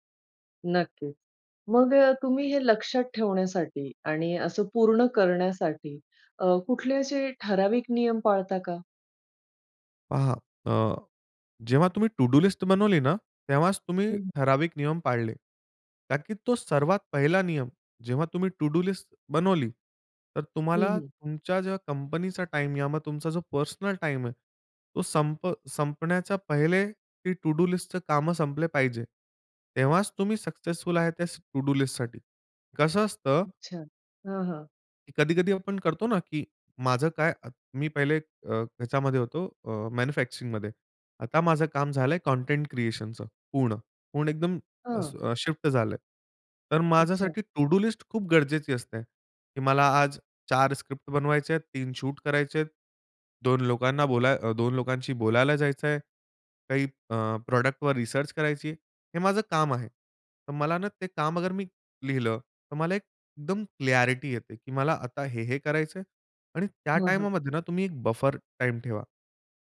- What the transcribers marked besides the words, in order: in English: "टू डू लिस्ट"; in English: "टू डू लिस्ट"; in English: "टू-डू लिस्टचं"; in English: "टू-डू लिस्टसाठी"; in English: "टू-डू लिस्ट"; in English: "स्क्रिप्ट"; in English: "शूट"; in English: "प्रॉडक्टवर"; in English: "क्लॅरिटी"; in English: "बफर"
- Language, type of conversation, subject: Marathi, podcast, तुम्ही तुमची कामांची यादी व्यवस्थापित करताना कोणते नियम पाळता?